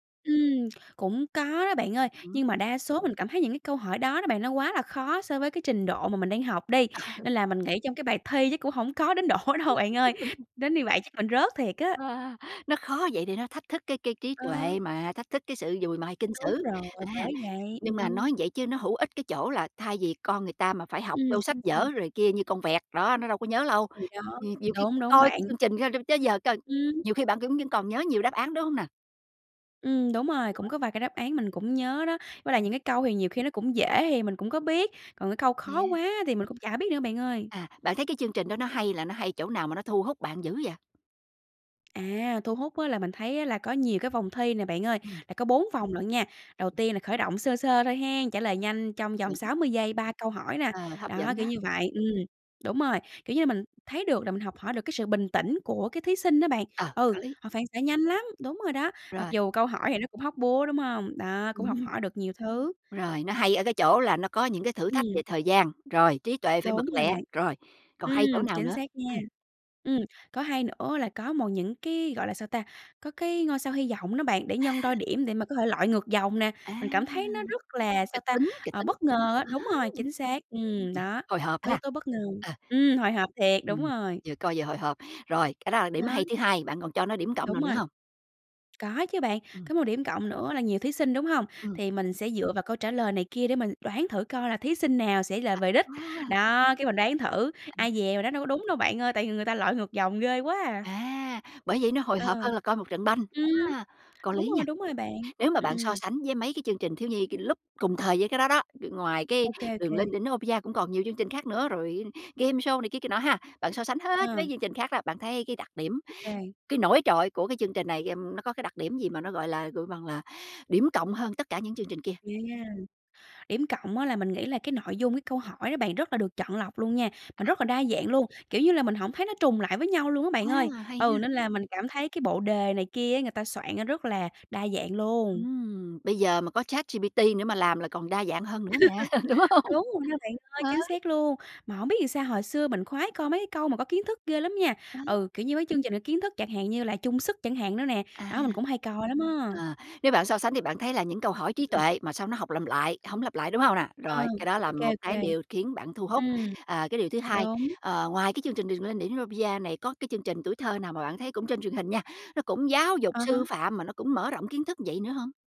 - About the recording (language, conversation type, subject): Vietnamese, podcast, Bạn nhớ nhất chương trình truyền hình nào thời thơ ấu?
- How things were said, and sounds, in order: laughing while speaking: "Ờ"; laugh; laughing while speaking: "độ"; tapping; unintelligible speech; other noise; other background noise; unintelligible speech; unintelligible speech; laugh; laughing while speaking: "đúng hông?"